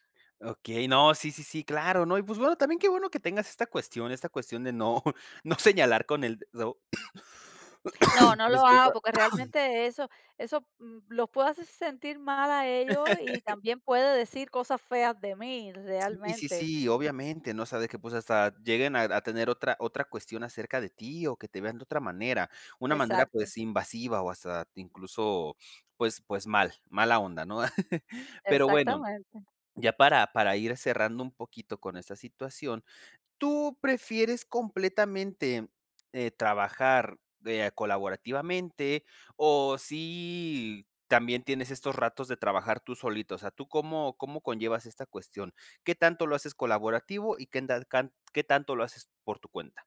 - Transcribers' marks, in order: laughing while speaking: "no"; cough; laugh
- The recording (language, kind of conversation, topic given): Spanish, podcast, ¿Qué te aporta colaborar con otras personas?